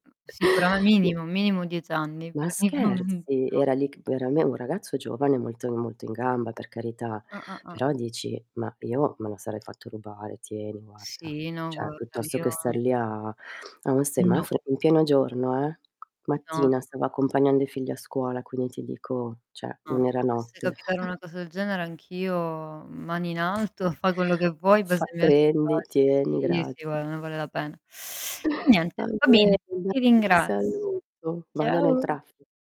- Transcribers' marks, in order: static; distorted speech; tapping; other background noise; "Cioè" said as "ceh"; unintelligible speech; "cioè" said as "ceh"; chuckle; teeth sucking
- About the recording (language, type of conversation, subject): Italian, unstructured, Come gestisci la rabbia che ti provoca il traffico o l’uso dei mezzi di trasporto?